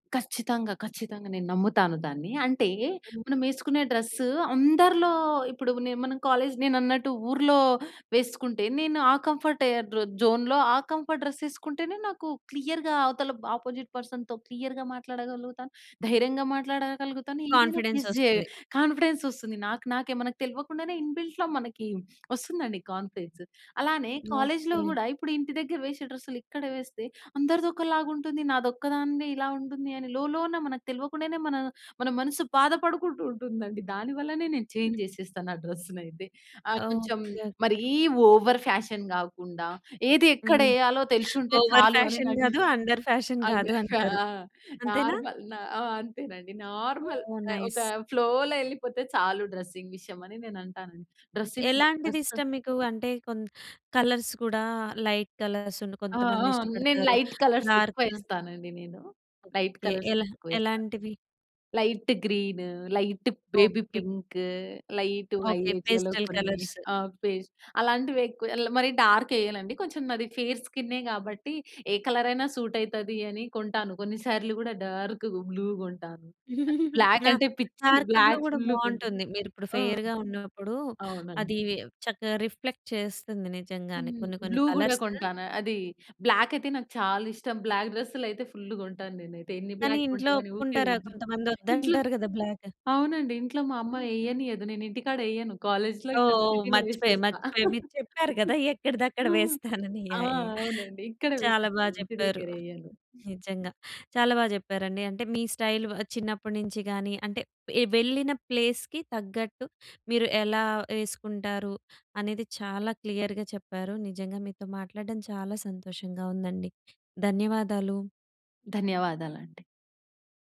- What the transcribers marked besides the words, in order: other background noise; in English: "డ్రెస్"; in English: "కాలేజ్"; in English: "కంఫర్ట్"; in English: "జోన్‌లో"; in English: "కంఫర్ట్ డ్రెస్"; in English: "క్లియర్‌గా"; in English: "అపోజిట్ పర్సన్‌తో క్లియర్‌గా"; in English: "కాన్ఫిడెన్స్"; in English: "ఫేస్"; in English: "కాన్ఫిడెన్స్"; in English: "ఇన్‌బిల్ట్‌లో"; in English: "కాన్ఫిడెన్స్"; in English: "కాలేజ్‌లో"; in English: "చేంజ్"; in English: "ఓవర్ ఫ్యాషన్"; in English: "ఓవర్ ఫ్యాషన్"; in English: "అండర్ ఫ్యాషన్"; unintelligible speech; in English: "నార్మల్"; in English: "నార్మల్"; in English: "నైస్"; in English: "ఫ్లోలో"; in English: "డ్రెసింగ్"; in English: "డ్రెసింగ్"; unintelligible speech; in English: "కలర్స్"; in English: "లైట్ కలర్స్"; in English: "లైట్ కలర్స్"; in English: "డార్క్"; in English: "లైట్ కలర్స్"; in English: "లైట్ గ్రీన్, లైట్ బేబీ పింక్, లైట్"; in English: "ఫేస్"; in English: "పేస్టల్ కలర్స్"; in English: "డార్క్"; in English: "ఫేర్"; in English: "కలర్"; in English: "సూట్"; in English: "డార్క్ బ్లూ"; chuckle; in English: "డార్క్ బ్లూ"; in English: "బ్లాక్"; in English: "బ్లాక్"; in English: "ఫెయిర్‌గా"; in English: "రిఫ్లెక్ట్"; in English: "బ్లూ"; in English: "కలర్స్"; in English: "బ్లాక్"; in English: "బ్లాక్"; in English: "బ్లాక్"; in English: "బ్లాక్"; in English: "కాలేజ్‌లో"; laughing while speaking: "మీరు చెప్పారు గదా! ఎక్కడిదక్కడ వేస్తానని యాహ్! యాహ్!"; in English: "సిటీలో"; chuckle; in English: "స్టైల్"; in English: "ప్లేస్‌కి"; in English: "క్లియర్‌గా"
- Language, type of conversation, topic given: Telugu, podcast, నీ స్టైల్ ఎలా మారిందని చెప్పగలవా?